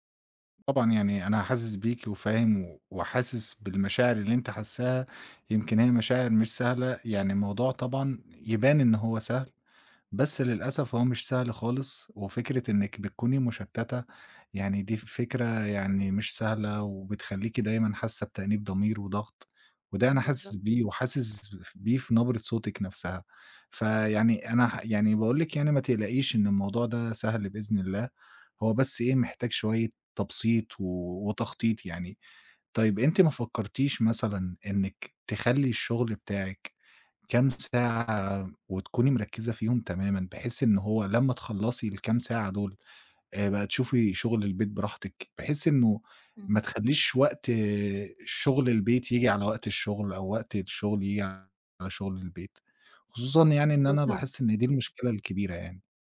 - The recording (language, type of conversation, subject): Arabic, advice, إزاي غياب التخطيط اليومي بيخلّيك تضيّع وقتك؟
- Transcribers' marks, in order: none